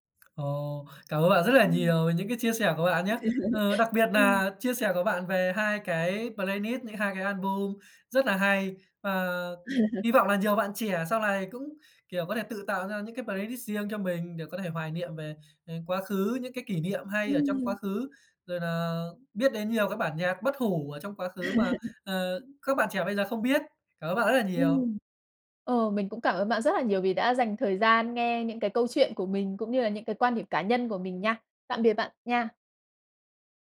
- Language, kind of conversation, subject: Vietnamese, podcast, Bạn có hay nghe lại những bài hát cũ để hoài niệm không, và vì sao?
- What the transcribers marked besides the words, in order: tapping; other background noise; laugh; in English: "bờ lây nít"; "playlist" said as "bờ lây nít"; laugh; in English: "bờ lây lít x"; "playlist" said as "bờ lây lít x"; laugh